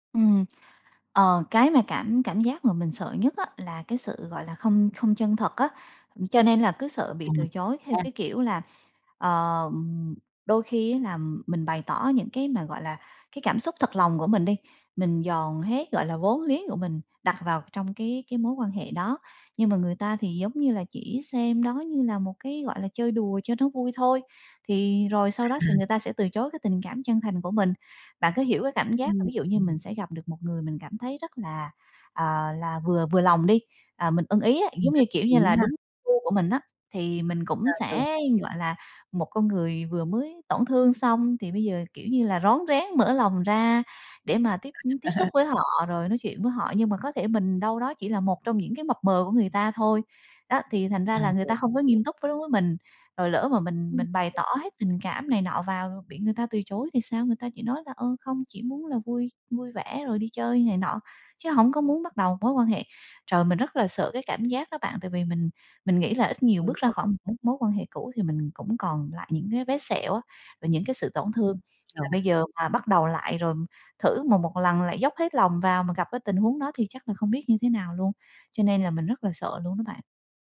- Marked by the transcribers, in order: tapping; other background noise; laugh; background speech
- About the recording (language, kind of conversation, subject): Vietnamese, advice, Bạn làm thế nào để vượt qua nỗi sợ bị từ chối khi muốn hẹn hò lại sau chia tay?